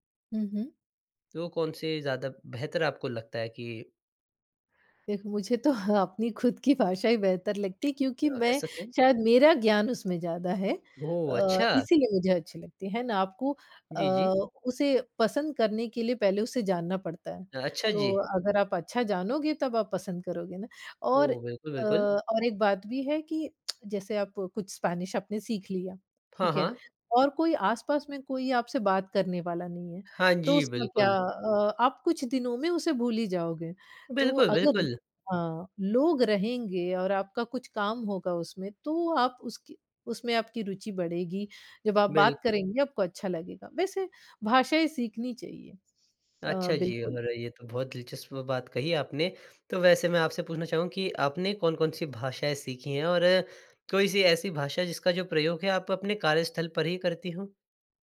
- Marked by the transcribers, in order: laughing while speaking: "तो हाँ"; tongue click
- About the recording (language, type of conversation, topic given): Hindi, podcast, नई पीढ़ी तक आप अपनी भाषा कैसे पहुँचाते हैं?
- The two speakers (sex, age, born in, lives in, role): female, 40-44, India, United States, guest; male, 20-24, India, India, host